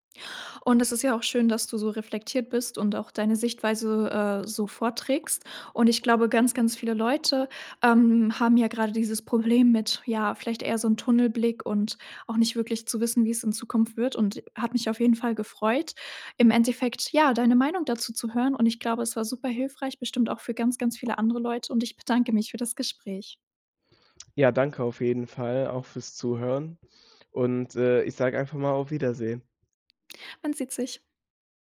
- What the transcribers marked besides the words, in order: none
- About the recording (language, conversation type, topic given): German, podcast, Was tust du, wenn dir die Motivation fehlt?